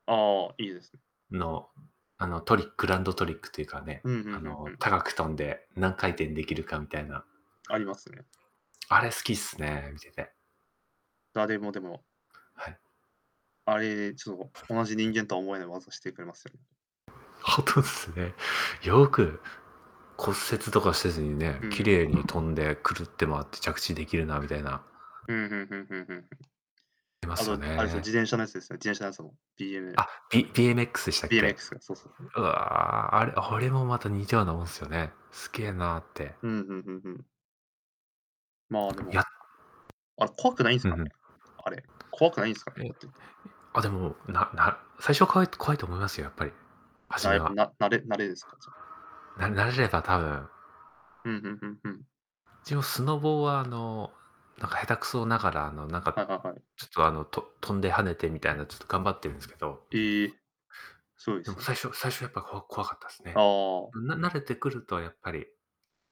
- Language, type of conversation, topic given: Japanese, unstructured, 好きなスポーツチームが負けて怒ったことはありますか？
- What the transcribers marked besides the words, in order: static; other background noise; laughing while speaking: "ほとっすね"; tapping; distorted speech